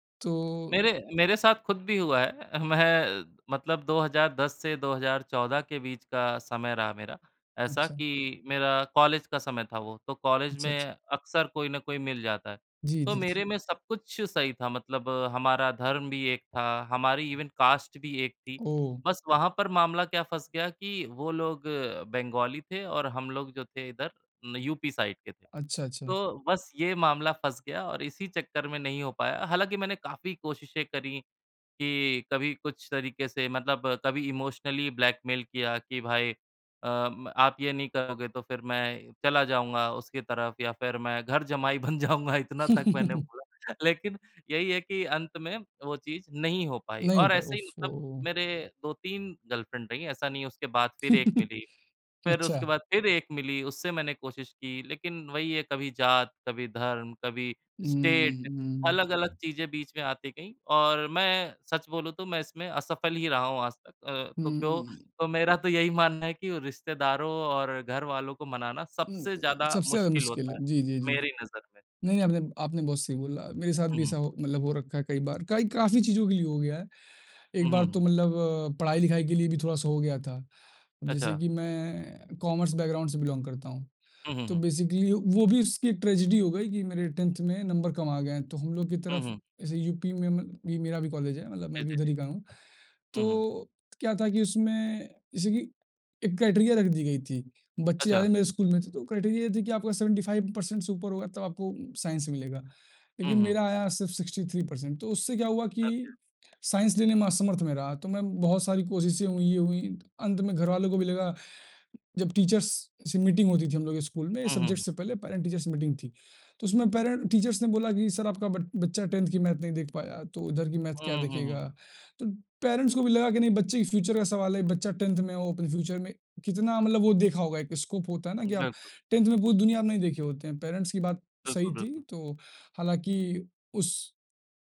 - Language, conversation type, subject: Hindi, unstructured, लोगों को मनाने में सबसे बड़ी मुश्किल क्या होती है?
- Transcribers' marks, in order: chuckle; laughing while speaking: "मैं"; in English: "इवन कास्ट"; in English: "साइड"; in English: "इमोशनली ब्लैकमेल"; laughing while speaking: "बन जाऊँगा"; laughing while speaking: "मैंने बोला"; chuckle; in English: "गर्लफ्रेंड"; chuckle; in English: "स्टेट"; other background noise; in English: "कॉमर्स बैकग्राउंड"; in English: "बिलॉन्ग"; in English: "बेसिकली"; in English: "ट्रेजेडी"; in English: "काईट्रिया"; "क्राइटेरिया" said as "काईट्रिया"; horn; in English: "क्राइटेरिया"; in English: "सेवेंटी फाइव परसेंट"; in English: "साइंस"; in English: "सिक्सटी थ्री परसेंट"; in English: "साइंस"; in English: "ओके"; in English: "टीचर्स"; in English: "मीटिंग"; in English: "सब्जेक्ट"; in English: "पैरेंट टीचर्स मीटिंग"; in English: "पैरेंट टीचर्स"; in English: "मैथ"; in English: "मैथ"; in English: "पैरेंट्स"; in English: "फ्यूचर"; in English: "फ्यूचर"; in English: "स्कोप"; in English: "पैरेंट्स"